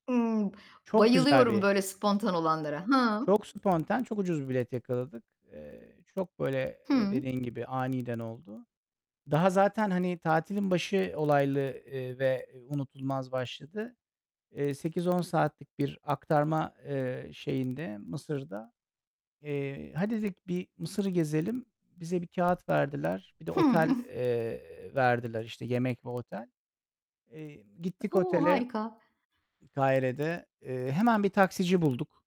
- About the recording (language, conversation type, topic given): Turkish, unstructured, En unutulmaz tatilin hangisiydi?
- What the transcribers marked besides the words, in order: distorted speech; "spontane" said as "spontan"; other background noise; "spontane" said as "sponten"; chuckle